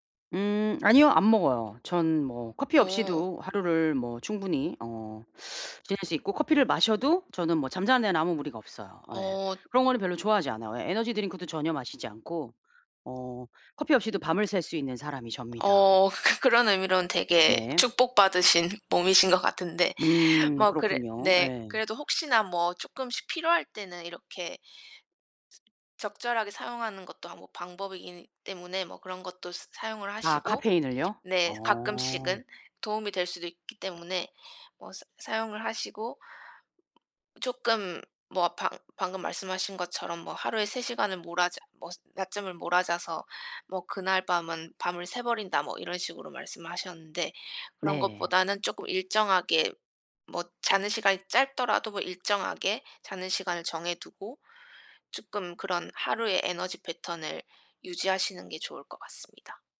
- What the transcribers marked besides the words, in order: laugh; other background noise; tapping
- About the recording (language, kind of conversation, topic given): Korean, advice, 수면과 짧은 휴식으로 하루 에너지를 효과적으로 회복하려면 어떻게 해야 하나요?